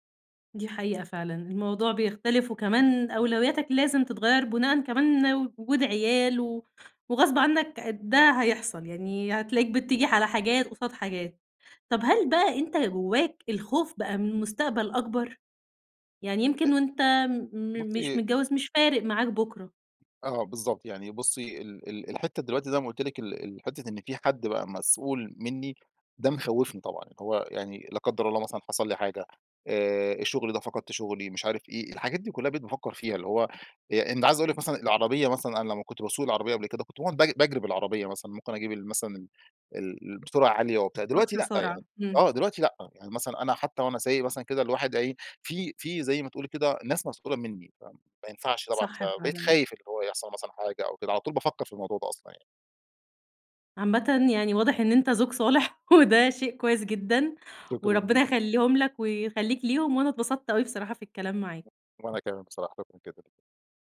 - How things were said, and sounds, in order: tapping; other background noise; chuckle
- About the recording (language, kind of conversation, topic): Arabic, podcast, إزاي حياتك اتغيّرت بعد الجواز؟